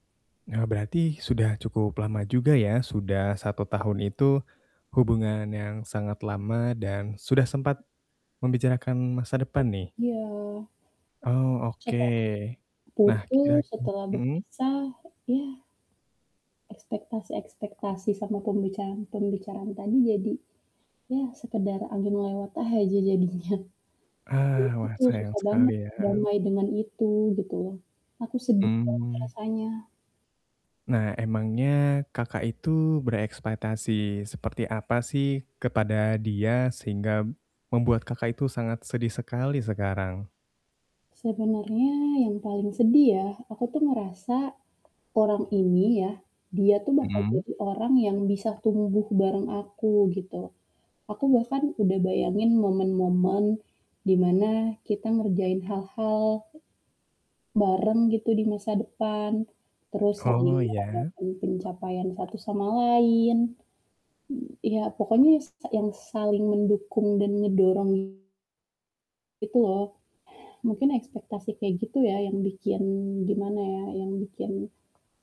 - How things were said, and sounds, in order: static; other noise; distorted speech; laughing while speaking: "jadinya"
- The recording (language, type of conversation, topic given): Indonesian, advice, Bagaimana saya bisa berduka atas ekspektasi yang tidak terpenuhi setelah putus cinta?